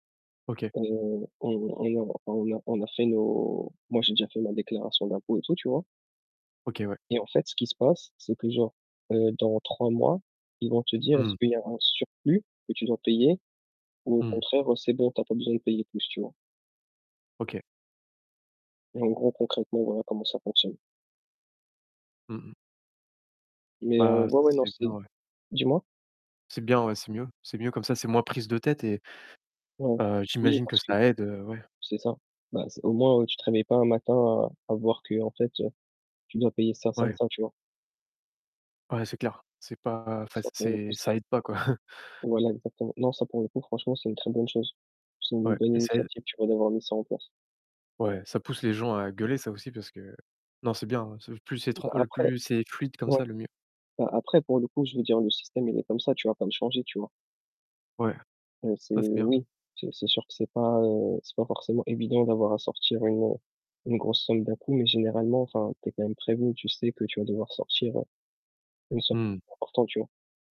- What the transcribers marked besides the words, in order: distorted speech; unintelligible speech; stressed: "évident"; unintelligible speech
- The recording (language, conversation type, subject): French, unstructured, Que feriez-vous pour lutter contre les inégalités sociales ?